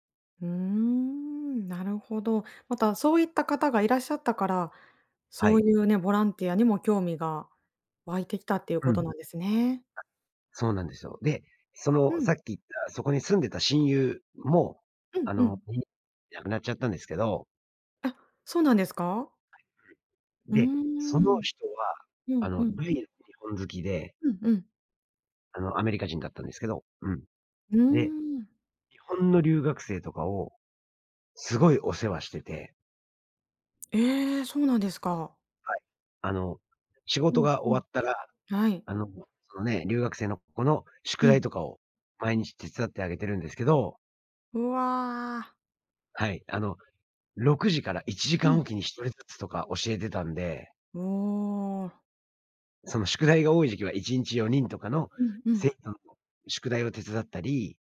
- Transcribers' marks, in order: unintelligible speech
- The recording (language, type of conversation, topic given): Japanese, advice, 退職後に新しい日常や目的を見つけたいのですが、どうすればよいですか？